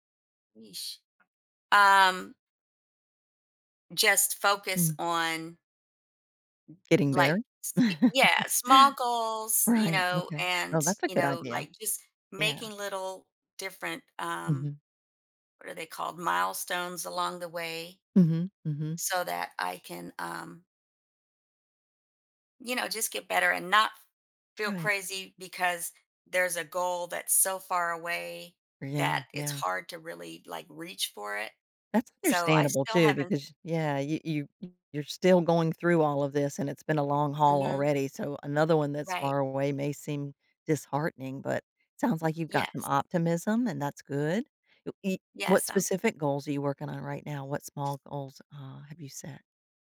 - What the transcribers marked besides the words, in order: tapping; chuckle; other background noise
- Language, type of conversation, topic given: English, advice, How can I better track progress toward my personal goals?